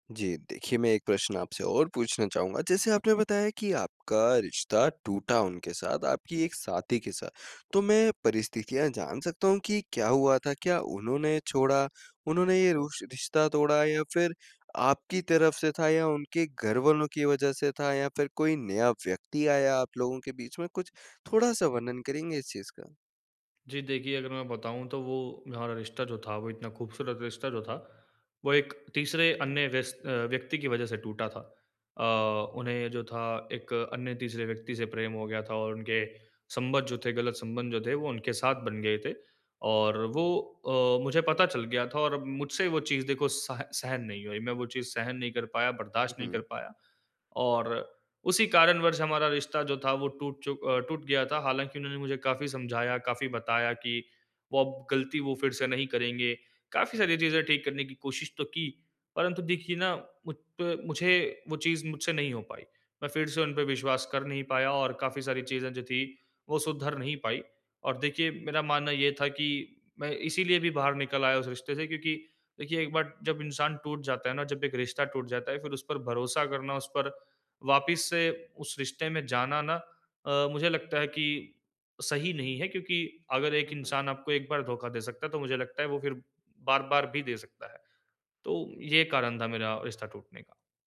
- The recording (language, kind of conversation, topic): Hindi, advice, टूटी हुई उम्मीदों से आगे बढ़ने के लिए मैं क्या कदम उठा सकता/सकती हूँ?
- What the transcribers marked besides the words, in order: tapping; "संबंध" said as "संबंज"